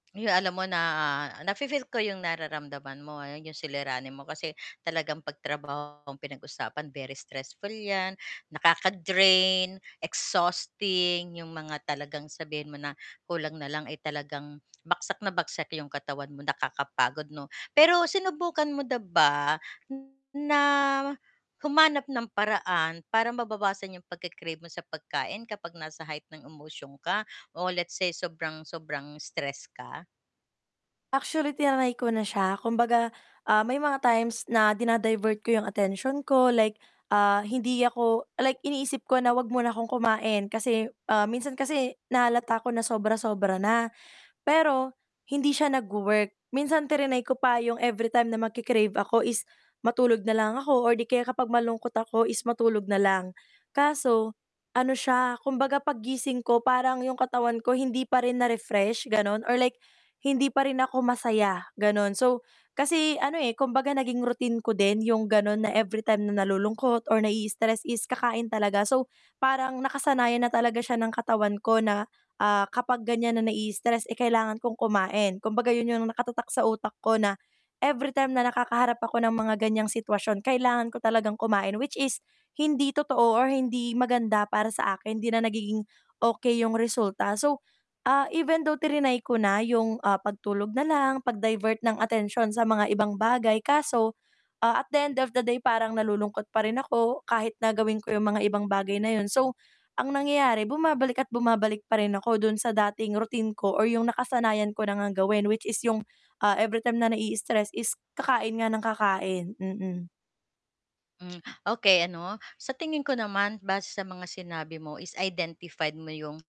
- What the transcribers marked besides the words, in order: distorted speech; in English: "exhausting"; tapping; static
- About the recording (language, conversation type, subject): Filipino, advice, Bakit ako madalas kumain kapag nai-stress o nalulungkot?